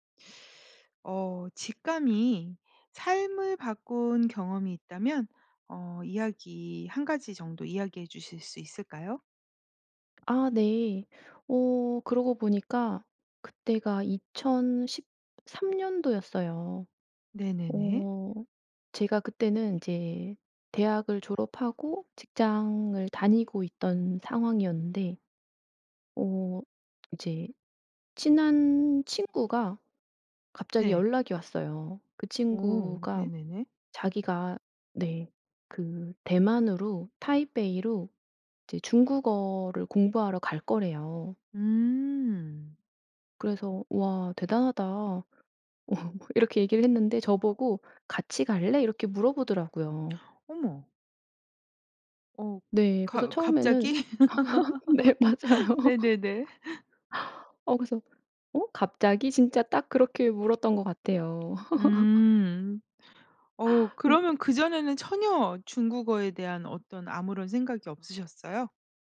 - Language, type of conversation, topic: Korean, podcast, 직감이 삶을 바꾼 경험이 있으신가요?
- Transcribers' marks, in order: laugh; gasp; laugh; laughing while speaking: "네. 맞아요"; laugh; laugh; other background noise